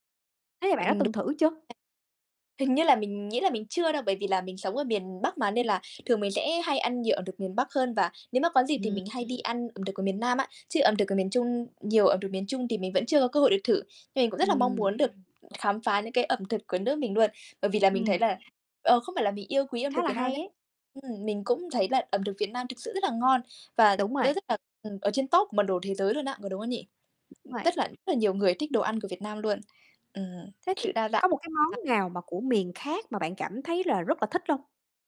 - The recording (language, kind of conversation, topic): Vietnamese, unstructured, Bạn thấy món ăn nào thể hiện rõ nét văn hóa Việt Nam?
- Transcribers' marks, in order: other background noise; distorted speech; unintelligible speech; tapping; other noise; mechanical hum; "luôn" said as "nuôn"; in English: "top"